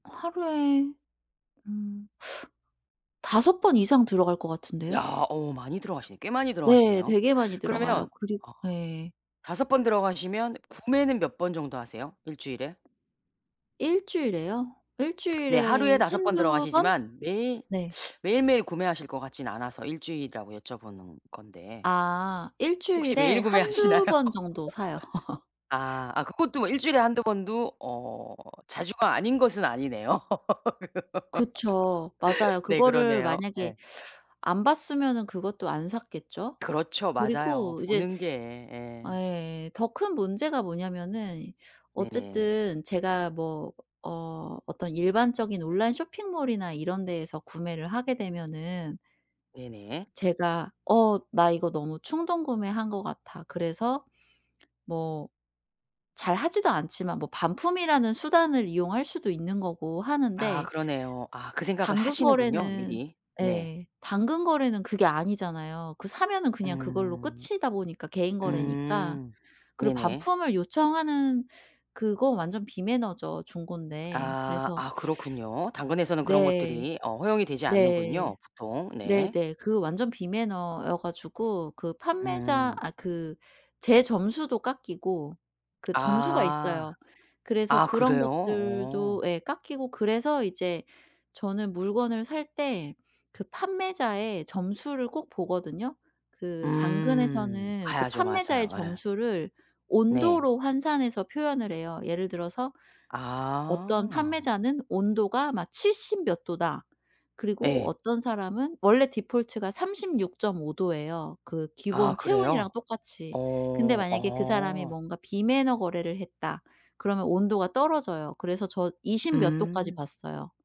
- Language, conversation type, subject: Korean, advice, 구매 후 자주 후회해서 소비를 조절하기 어려운데 어떻게 하면 좋을까요?
- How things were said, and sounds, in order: teeth sucking; tapping; teeth sucking; laughing while speaking: "구매하시나요?"; laugh; laughing while speaking: "아니네요"; laugh